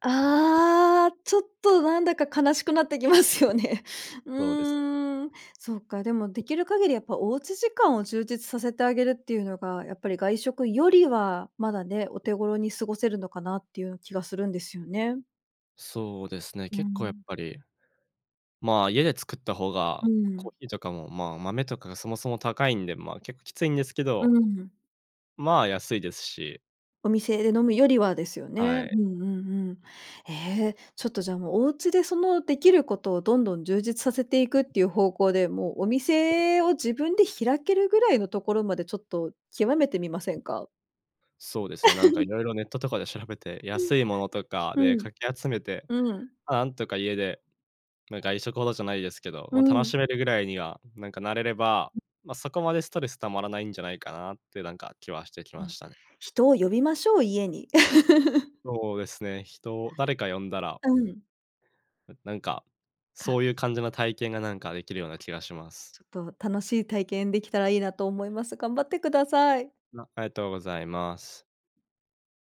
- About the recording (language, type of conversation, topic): Japanese, advice, 節約しすぎて生活の楽しみが減ってしまったのはなぜですか？
- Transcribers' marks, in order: laughing while speaking: "きますよね"; stressed: "外食より"; giggle; unintelligible speech; laugh